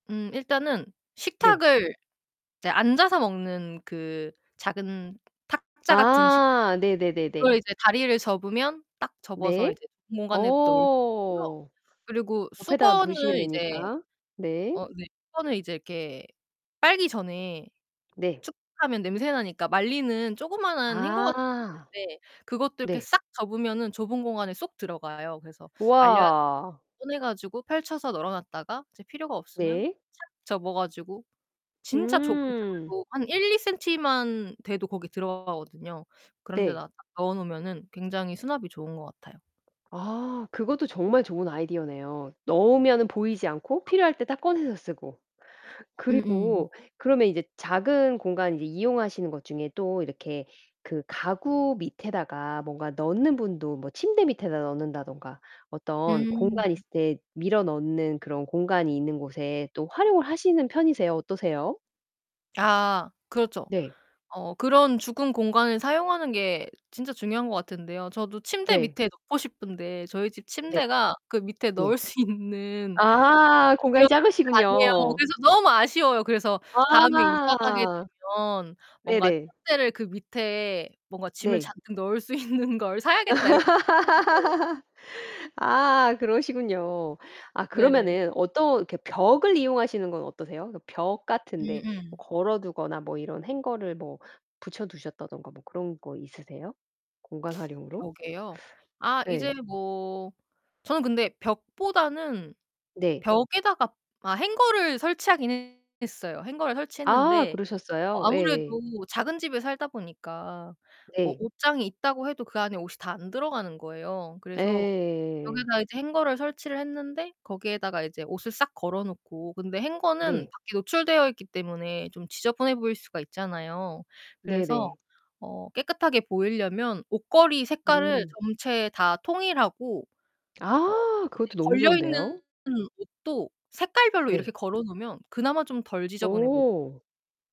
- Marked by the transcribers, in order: tapping; distorted speech; unintelligible speech; other background noise; unintelligible speech; other noise; laughing while speaking: "넣을 수"; laughing while speaking: "넣을 수 있는 걸"; laugh; unintelligible speech
- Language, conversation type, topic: Korean, podcast, 작은 공간에서도 수납을 잘할 수 있는 아이디어는 무엇인가요?